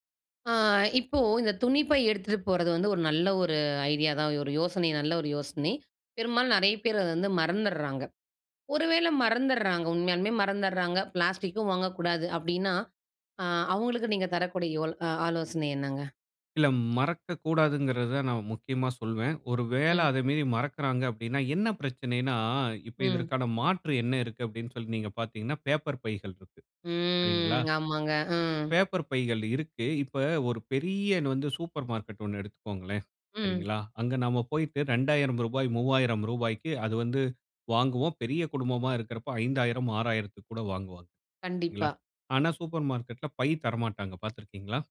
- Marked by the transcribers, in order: drawn out: "ம்"
- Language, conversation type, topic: Tamil, podcast, பிளாஸ்டிக் பயன்பாட்டை தினசரி எப்படி குறைக்கலாம்?